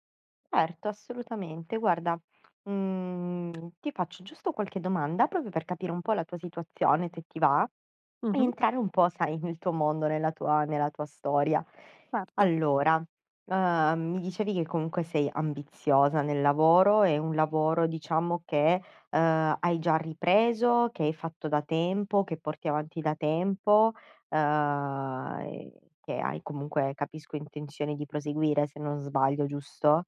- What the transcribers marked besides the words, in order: other background noise; tapping; "proprio" said as "propio"
- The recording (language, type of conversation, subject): Italian, advice, Come posso bilanciare la mia ambizione con la necessità di essere flessibile nei miei obiettivi?